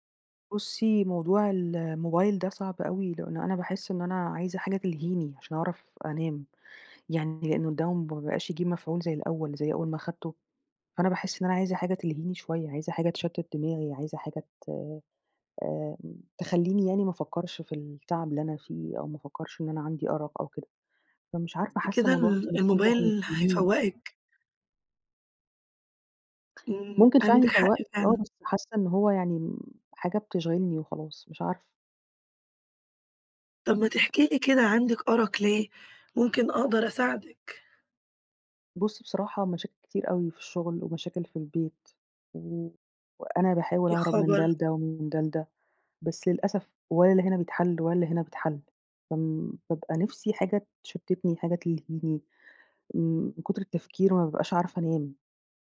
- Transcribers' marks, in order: none
- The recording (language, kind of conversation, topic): Arabic, advice, إزاي اعتمادك الزيادة على أدوية النوم مأثر عليك؟